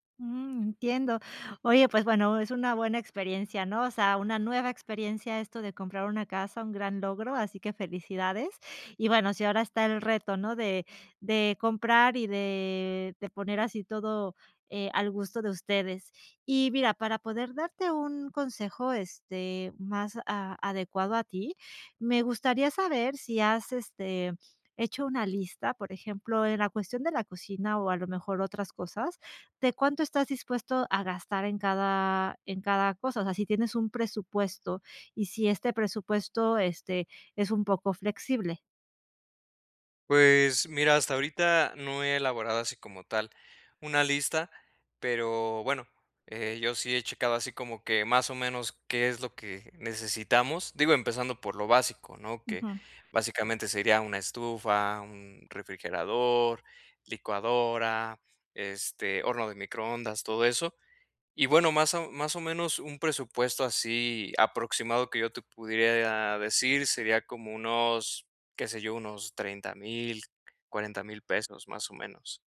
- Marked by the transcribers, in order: none
- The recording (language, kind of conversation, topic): Spanish, advice, ¿Cómo puedo encontrar productos con buena relación calidad-precio?